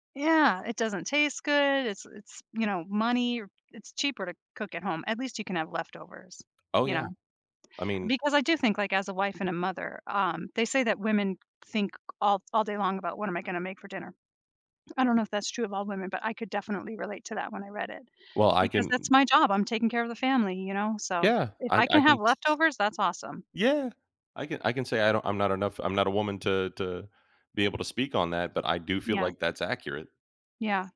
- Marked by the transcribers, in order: other background noise
- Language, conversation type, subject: English, unstructured, How do you decide between dining out and preparing meals at home?